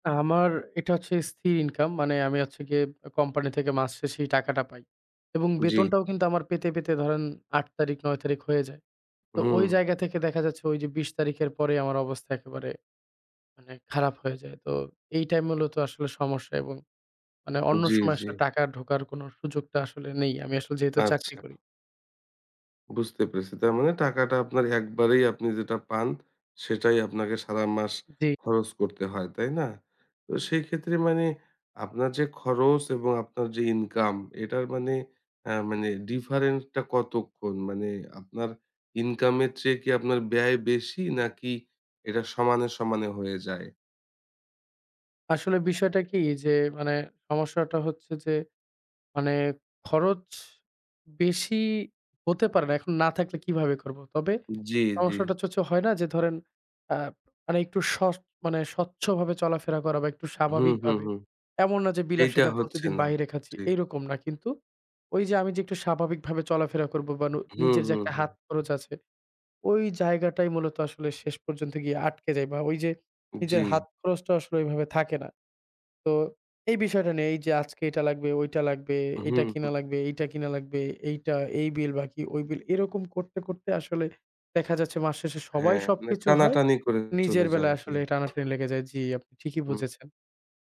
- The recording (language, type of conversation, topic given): Bengali, advice, মাসের শেষে বারবার টাকা শেষ হয়ে যাওয়ার কারণ কী?
- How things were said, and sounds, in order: tapping